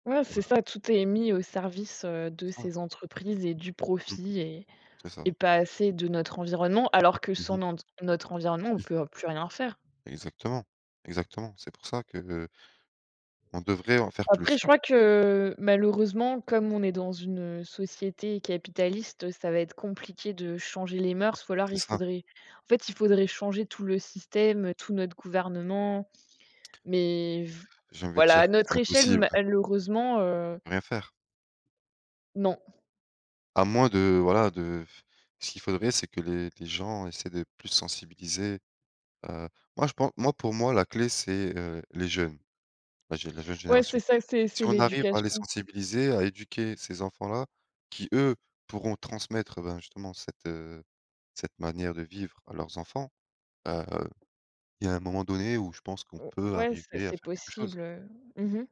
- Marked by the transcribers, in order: "notre-" said as "nante"; tapping; other background noise
- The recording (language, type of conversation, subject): French, unstructured, Pourquoi les océans sont-ils essentiels à la vie sur Terre ?